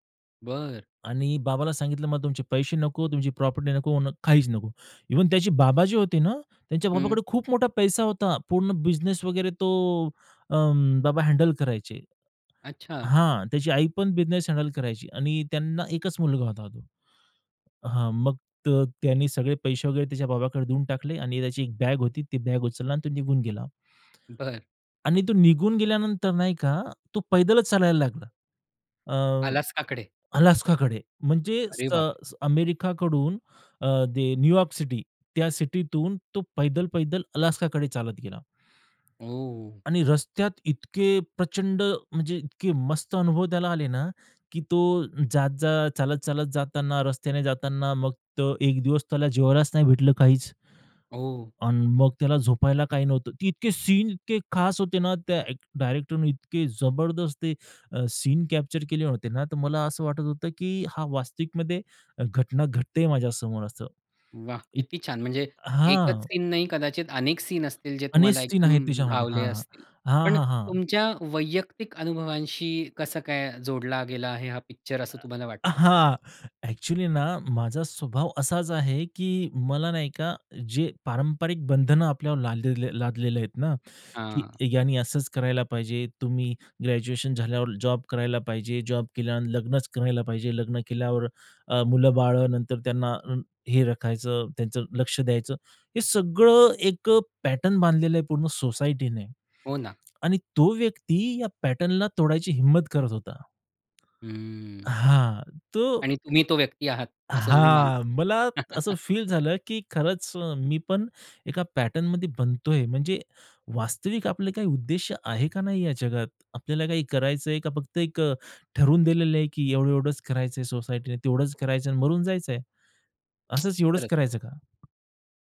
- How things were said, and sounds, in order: tapping; other background noise; in English: "ऑनेस्टीन"; "ऑनेस्टी" said as "ऑनेस्टीन"; other noise; in English: "पॅटर्न"; in English: "पॅटर्नला"; chuckle; in English: "पॅटर्नमध्ये"
- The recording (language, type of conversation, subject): Marathi, podcast, एखाद्या चित्रपटातील एखाद्या दृश्याने तुमच्यावर कसा ठसा उमटवला?